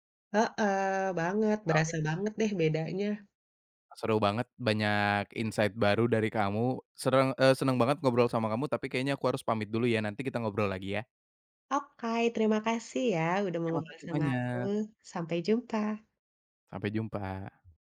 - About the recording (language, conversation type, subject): Indonesian, podcast, Bagaimana kamu mengatur penggunaan gawai sebelum tidur?
- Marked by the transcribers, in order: unintelligible speech; in English: "insight"; other background noise